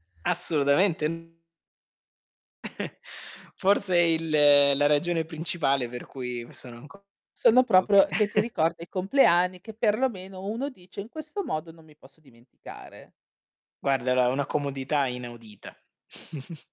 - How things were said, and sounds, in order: distorted speech; chuckle; unintelligible speech; tapping; chuckle; snort
- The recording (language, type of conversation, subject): Italian, podcast, Ti capita di confrontarti con gli altri sui social?